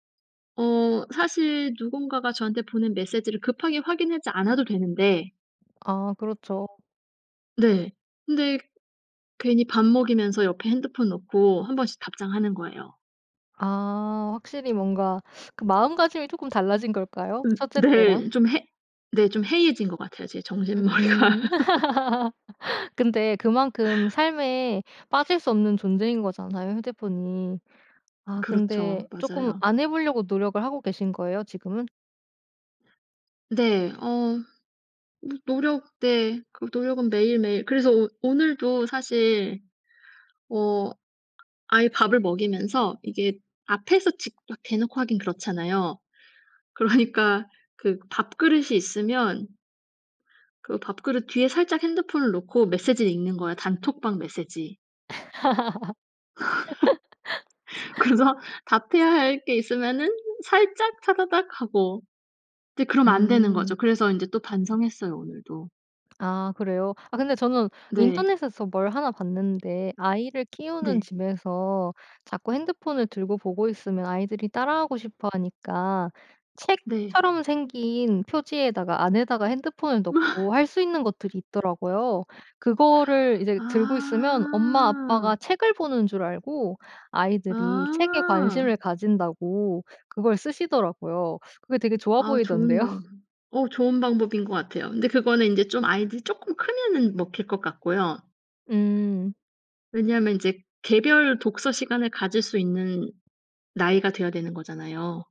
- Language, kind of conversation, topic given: Korean, podcast, 휴대폰 없이도 잘 집중할 수 있나요?
- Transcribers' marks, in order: other background noise; tapping; teeth sucking; laughing while speaking: "정신머리가"; laugh; laughing while speaking: "그러니까"; laugh; laughing while speaking: "그래서"; laugh